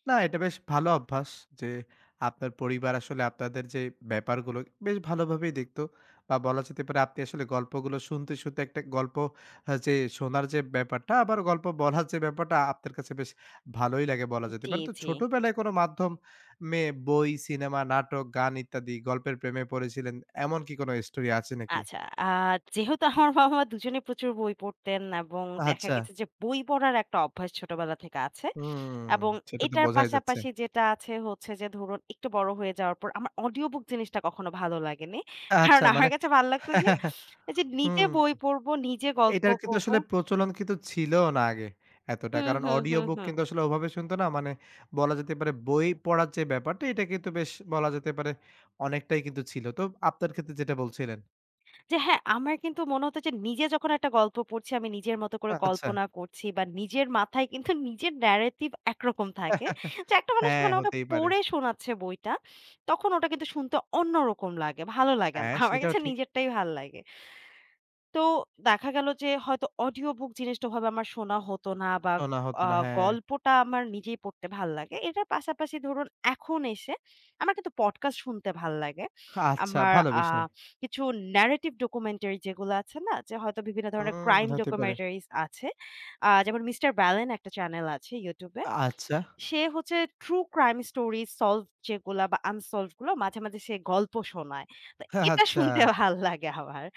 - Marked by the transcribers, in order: laughing while speaking: "আমার বাবা মা"; sniff; laughing while speaking: "কারণ আমার কাছে ভাল লাগতো যে"; laugh; sniff; giggle; in English: "narrative"; sniff; laughing while speaking: "আমার কাছে কিন্তু নিজেরটাই"; in English: "narrative documentary"; in English: "crime documentaries"; in English: "true crime story solve"; laughing while speaking: "তো এটা শুনতে ভাল্লাগে আমার"; laughing while speaking: "আচ্ছা"
- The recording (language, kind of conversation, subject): Bengali, podcast, তোমার পছন্দের গল্প বলার মাধ্যমটা কী, আর কেন?